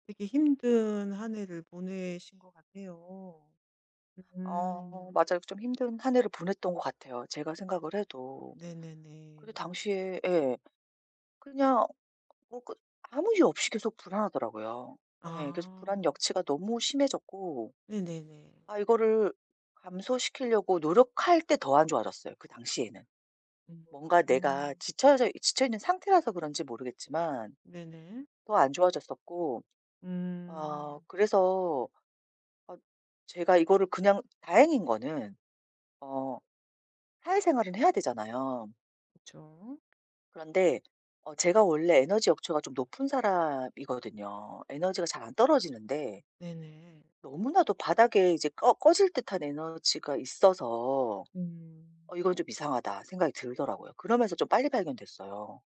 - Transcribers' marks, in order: tapping; other background noise
- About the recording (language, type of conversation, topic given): Korean, advice, 사람들 앞에서 긴장하거나 불안할 때 어떻게 대처하면 도움이 될까요?